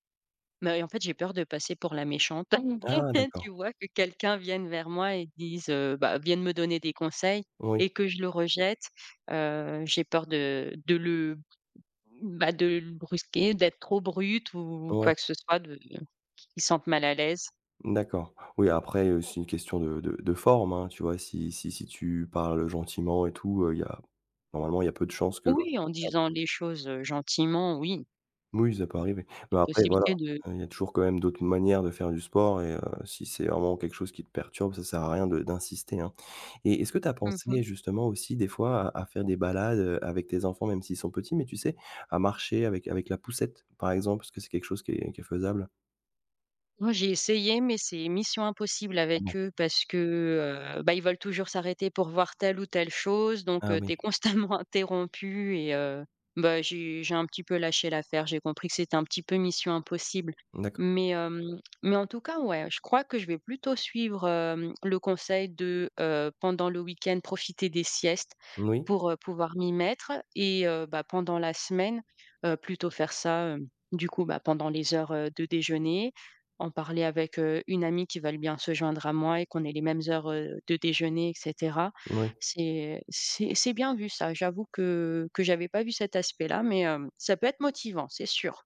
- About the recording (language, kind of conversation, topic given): French, advice, Comment puis-je trouver un équilibre entre le sport et la vie de famille ?
- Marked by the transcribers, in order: laugh; unintelligible speech; other background noise; laughing while speaking: "constamment"